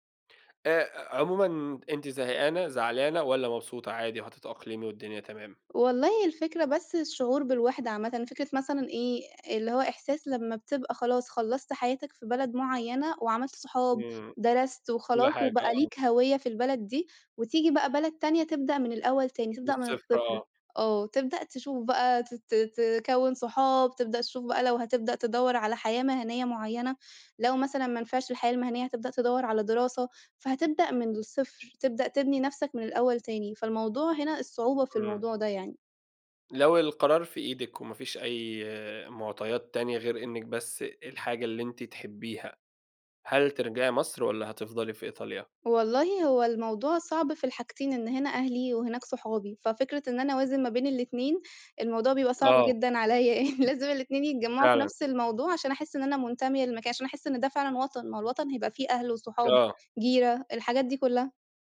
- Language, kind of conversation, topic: Arabic, podcast, إزاي الهجرة أثّرت على هويتك وإحساسك بالانتماء للوطن؟
- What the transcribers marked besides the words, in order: laughing while speaking: "عليّا يعني"